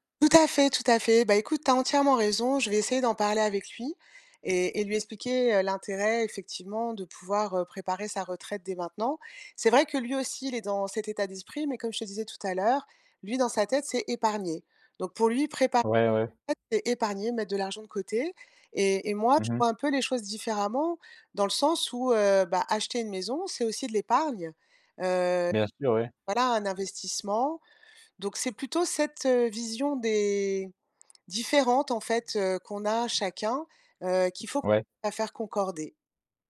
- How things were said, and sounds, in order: none
- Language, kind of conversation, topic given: French, advice, Pourquoi vous disputez-vous souvent à propos de l’argent dans votre couple ?